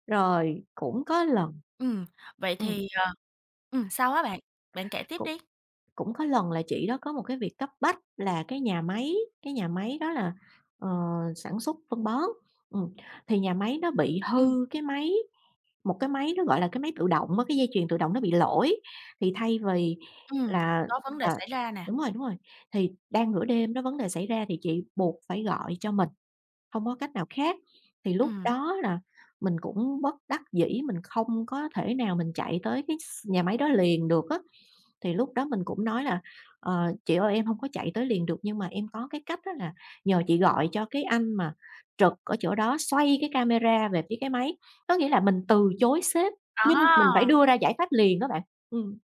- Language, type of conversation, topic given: Vietnamese, podcast, Bạn sẽ nói gì khi sếp thường xuyên nhắn việc ngoài giờ?
- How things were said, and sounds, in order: tapping; other background noise